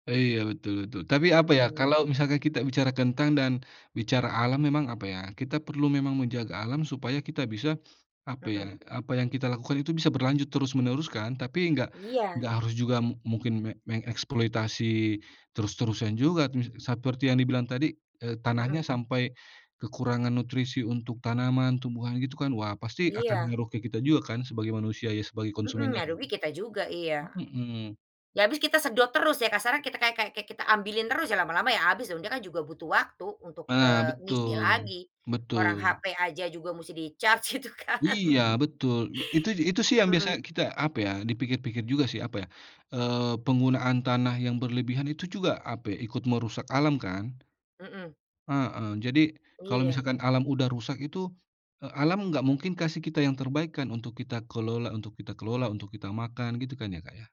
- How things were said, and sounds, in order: in English: "di-charge"; laughing while speaking: "gitu kan"
- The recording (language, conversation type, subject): Indonesian, unstructured, Apa yang membuatmu takut akan masa depan jika kita tidak menjaga alam?